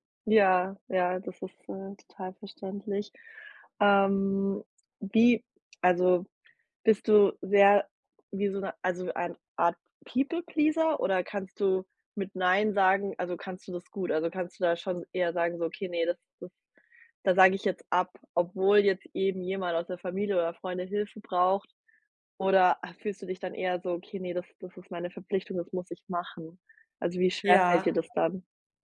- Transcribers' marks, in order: in English: "People Pleaser"; other background noise
- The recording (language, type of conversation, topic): German, advice, Wie finde ich ein Gleichgewicht zwischen Erholung und sozialen Verpflichtungen?